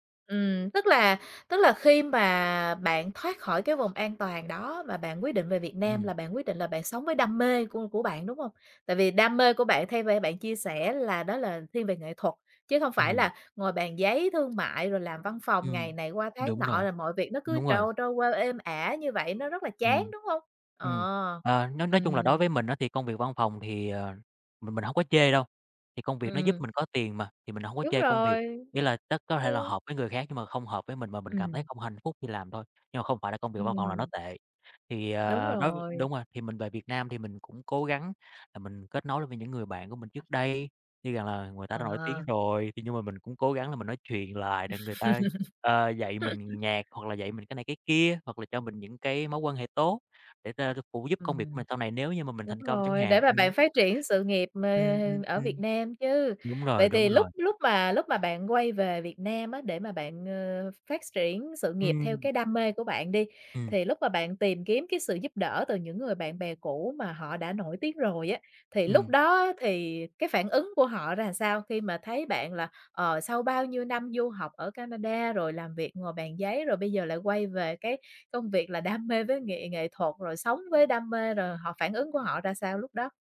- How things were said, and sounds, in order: tapping; other background noise; laugh; laughing while speaking: "chuyện"
- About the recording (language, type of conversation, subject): Vietnamese, podcast, Bạn có thể kể về lần bạn đã dũng cảm nhất không?